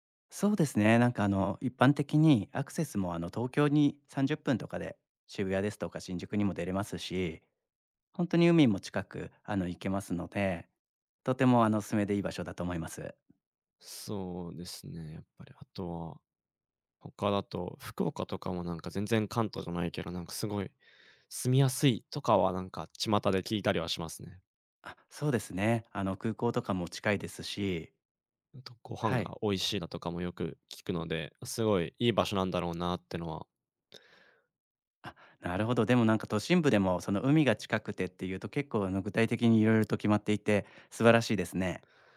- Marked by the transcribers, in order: none
- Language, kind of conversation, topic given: Japanese, advice, 引っ越して新しい街で暮らすべきか迷っている理由は何ですか？